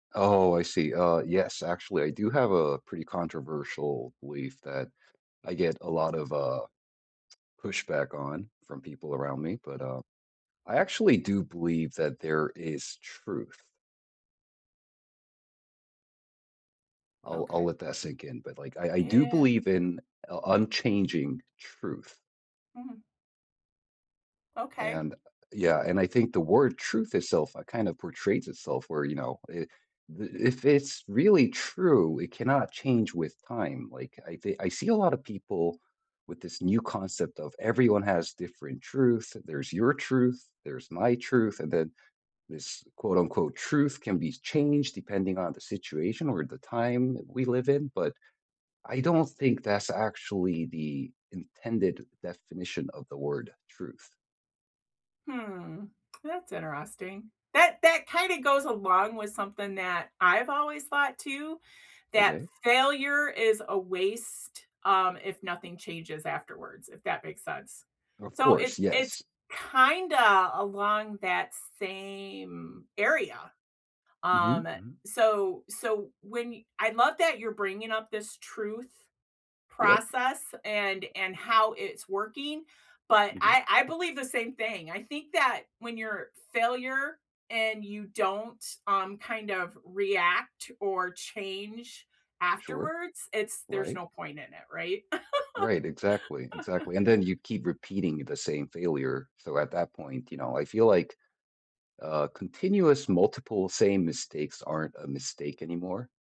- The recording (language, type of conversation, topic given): English, unstructured, What is one belief you hold that others might disagree with?
- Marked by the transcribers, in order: tapping; drawn out: "same"; laugh